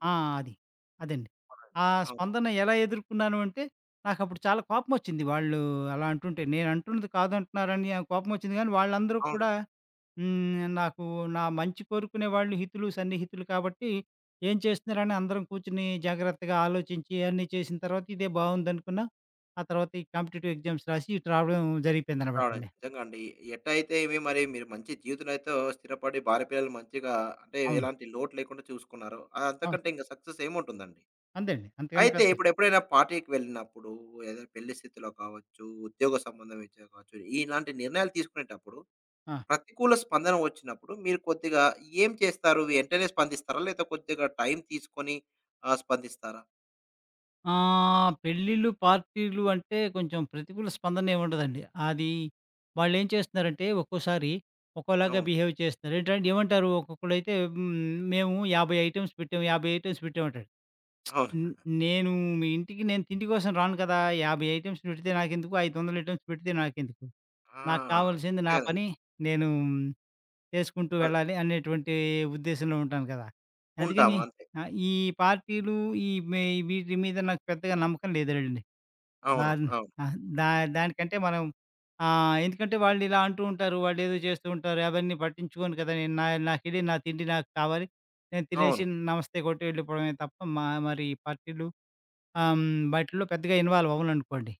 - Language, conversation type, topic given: Telugu, podcast, కుటుంబ సభ్యులు మరియు స్నేహితుల స్పందనను మీరు ఎలా ఎదుర్కొంటారు?
- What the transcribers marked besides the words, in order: in English: "కాంపిటిటివ్ ఎగ్జామ్స్"; other background noise; in English: "సక్సెస్"; in English: "పార్టీకి"; in English: "బిహేవ్"; in English: "ఐటమ్స్"; in English: "ఐటమ్స్"; in English: "ఐటమ్స్"; in English: "ఐటెమ్స్"